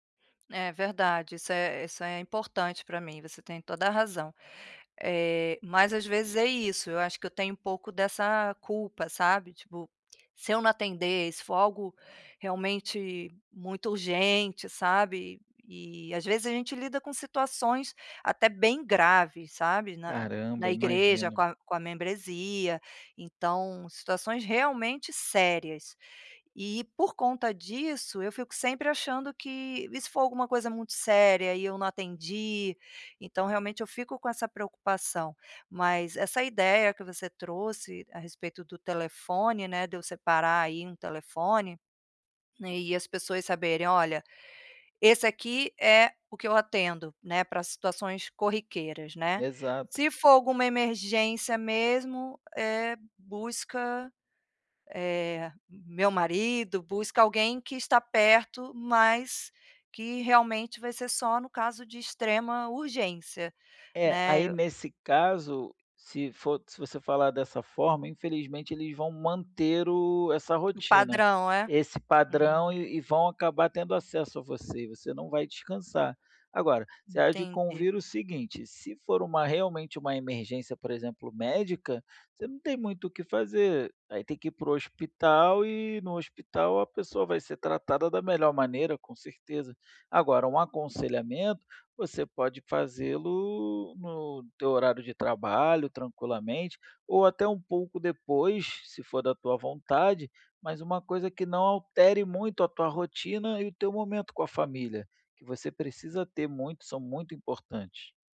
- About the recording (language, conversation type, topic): Portuguese, advice, Como posso priorizar meus próprios interesses quando minha família espera outra coisa?
- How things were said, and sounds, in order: none